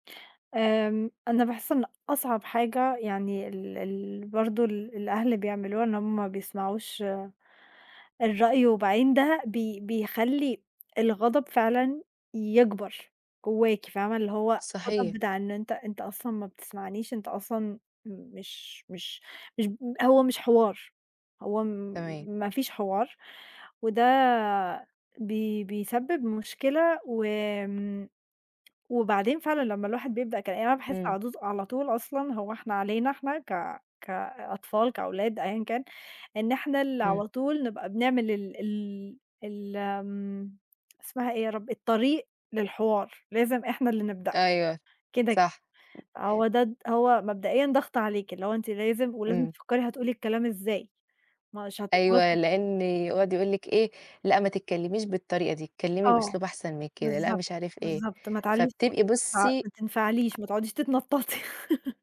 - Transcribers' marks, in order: tapping; background speech; laugh
- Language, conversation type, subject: Arabic, unstructured, عمرك حسّيت بالغضب عشان حد رفض يسمعك؟